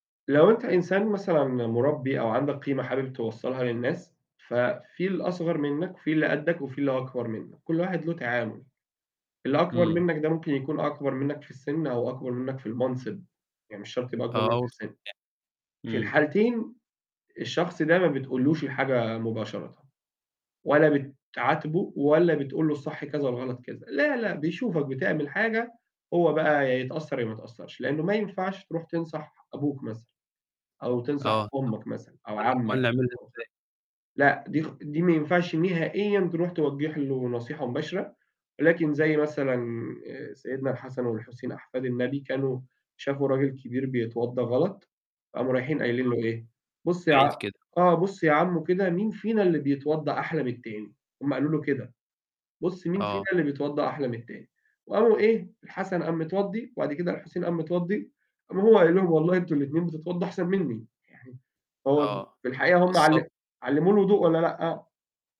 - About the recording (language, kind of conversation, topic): Arabic, podcast, إزاي تورّث قيمك لولادك من غير ما تفرضها عليهم؟
- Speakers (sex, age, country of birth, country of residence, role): male, 20-24, Egypt, Egypt, host; male, 30-34, Saudi Arabia, Egypt, guest
- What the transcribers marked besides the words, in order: unintelligible speech; distorted speech; unintelligible speech; unintelligible speech